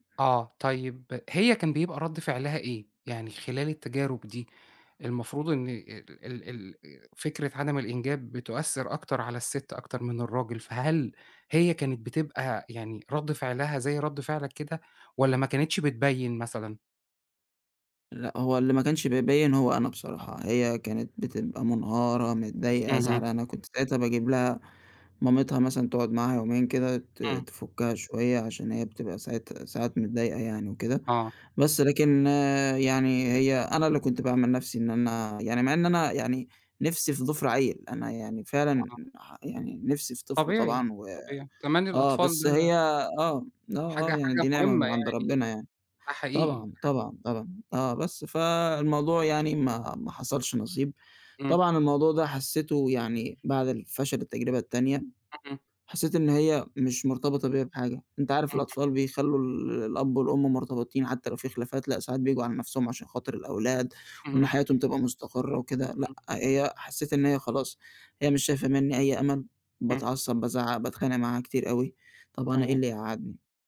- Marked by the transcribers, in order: tapping; unintelligible speech
- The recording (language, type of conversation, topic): Arabic, advice, إزاي بتتعامل مع إحساس الذنب ولوم النفس بعد الانفصال؟